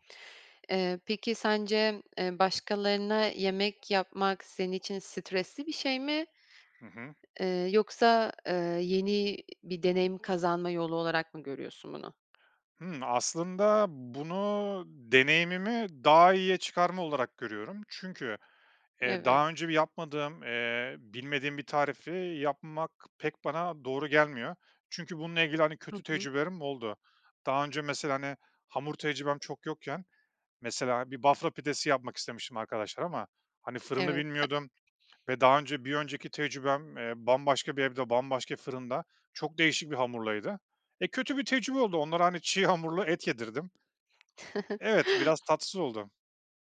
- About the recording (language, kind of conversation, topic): Turkish, podcast, Basit bir yemek hazırlamak seni nasıl mutlu eder?
- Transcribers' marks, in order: other background noise; chuckle